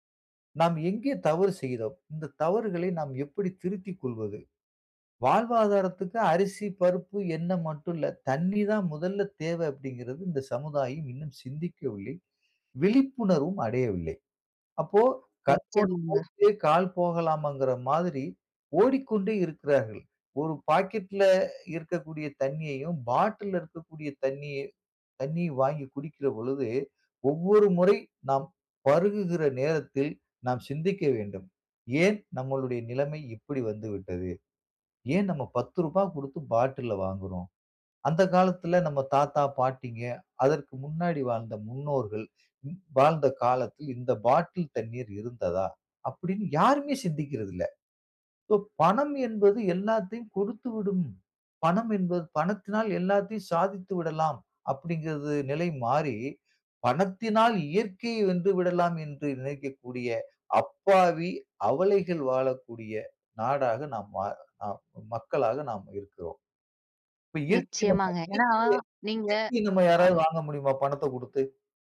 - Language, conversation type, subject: Tamil, podcast, நீரைப் பாதுகாக்க மக்கள் என்ன செய்ய வேண்டும் என்று நீங்கள் நினைக்கிறீர்கள்?
- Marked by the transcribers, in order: other noise